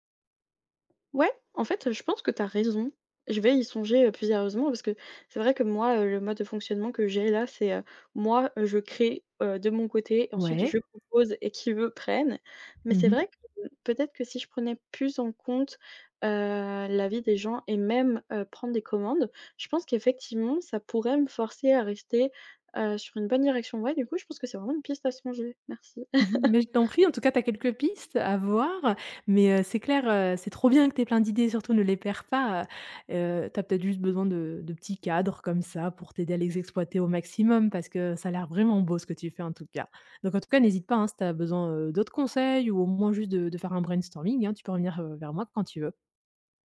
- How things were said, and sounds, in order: tapping; other background noise; chuckle
- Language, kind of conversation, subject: French, advice, Comment choisir une idée à développer quand vous en avez trop ?